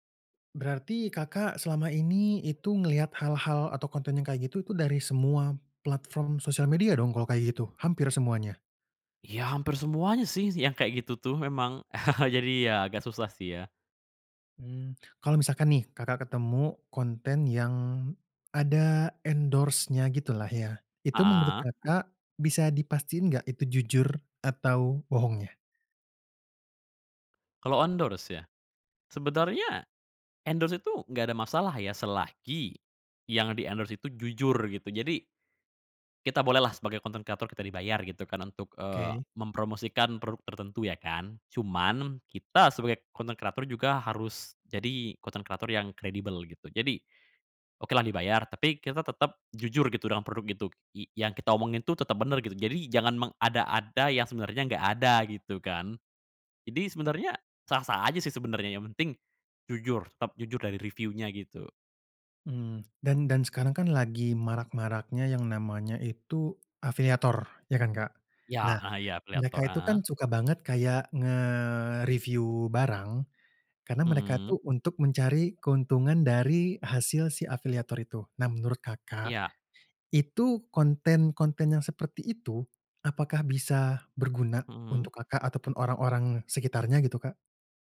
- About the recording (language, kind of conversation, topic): Indonesian, podcast, Apa yang membuat konten influencer terasa asli atau palsu?
- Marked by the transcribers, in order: chuckle; in English: "endorse-nya"; in English: "endorse"; in English: "di-endorse"; in English: "content creator"; in English: "content creator"; in English: "content creator"; other background noise